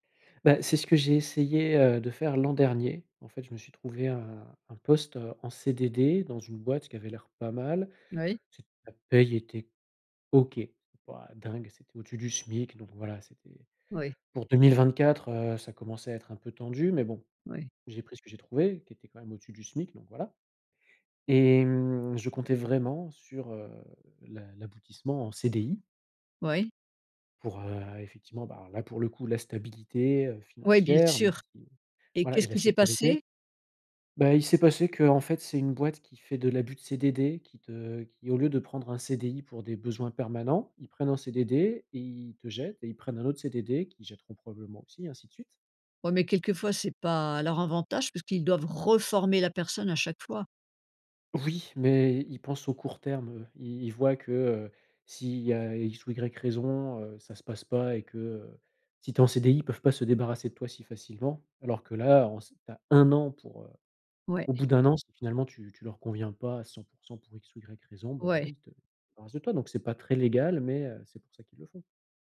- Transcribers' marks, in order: stressed: "reformer"; stressed: "un an"
- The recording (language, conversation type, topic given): French, podcast, Comment choisis-tu entre la sécurité financière et ta passion ?